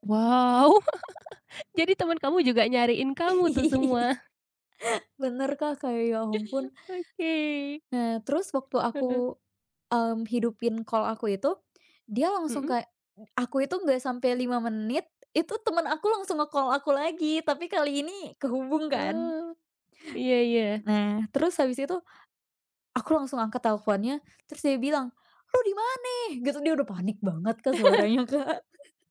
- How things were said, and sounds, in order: chuckle; chuckle; in English: "call"; in English: "nge-call"; laugh; chuckle
- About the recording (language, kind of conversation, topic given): Indonesian, podcast, Apa yang kamu lakukan saat tersesat di tempat asing?